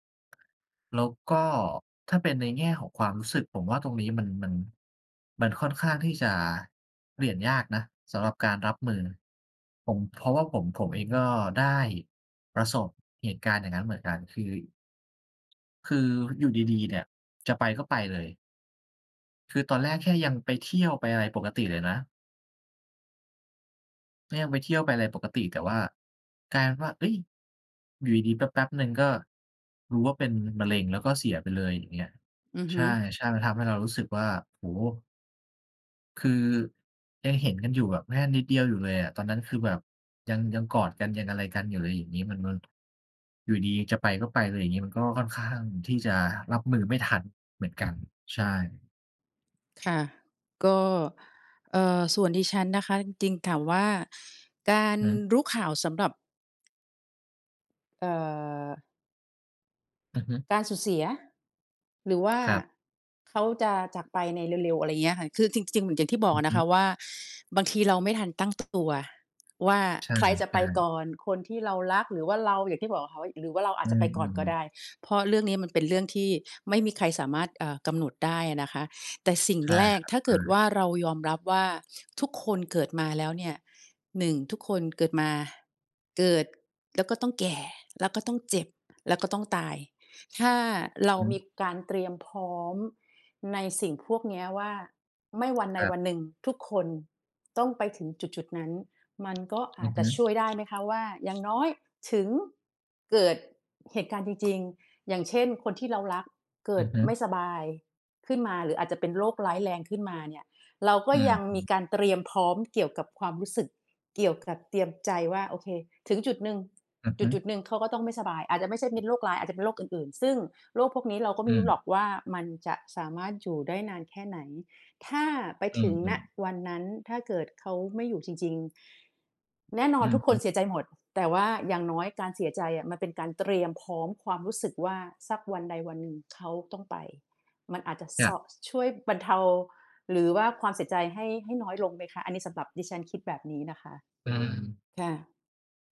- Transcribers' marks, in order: other background noise; tapping
- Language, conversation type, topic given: Thai, unstructured, เราควรเตรียมตัวอย่างไรเมื่อคนที่เรารักจากไป?